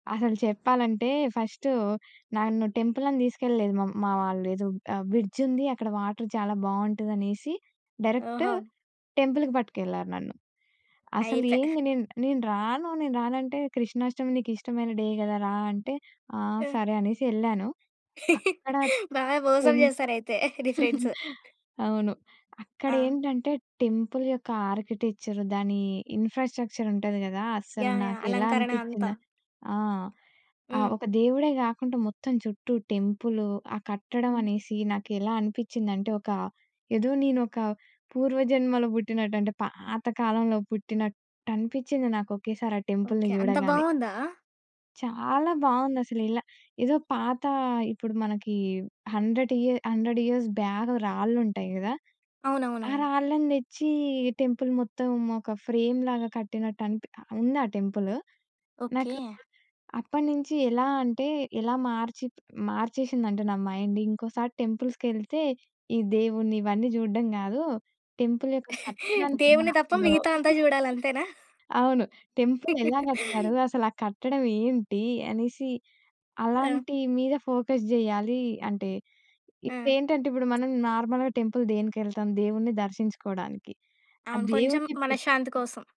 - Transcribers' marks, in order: in English: "ఫస్ట్"; in English: "టెంపుల్"; horn; in English: "బ్రిడ్జ్"; in English: "వాటర్"; in English: "డైరెక్ట్ టెంపుల్‌కి"; in English: "డే"; laugh; chuckle; in English: "టెంపుల్"; in English: "ఇన్‌ఫ్రాస్ట్రక్చర్"; tapping; in English: "టెంపుల్‌ని"; in English: "హండ్రెడ్ ఇయర్స్ బ్యాక్"; in English: "టెంపుల్"; other background noise; other noise; in English: "మైండ్"; in English: "టెంపుల్"; chuckle; in English: "టెంపుల్"; chuckle; in English: "ఫోకస్"; in English: "నార్మల్‌గా టెంపుల్"
- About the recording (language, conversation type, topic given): Telugu, podcast, మీ జీవితాన్ని మార్చిన ప్రదేశం ఏది?